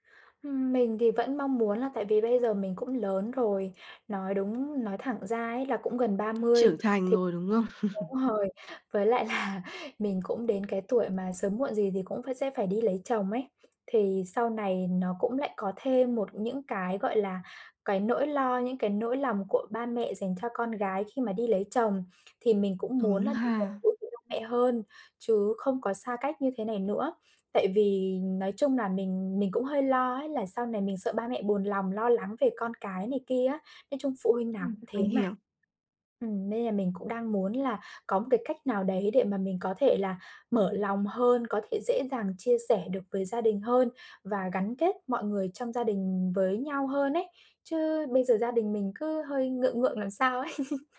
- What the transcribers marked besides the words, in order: tapping; laugh; laughing while speaking: "là"; laugh
- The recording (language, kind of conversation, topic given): Vietnamese, advice, Bạn đang cảm thấy xa cách và thiếu gần gũi tình cảm trong mối quan hệ nào, và điều đó đã kéo dài bao lâu rồi?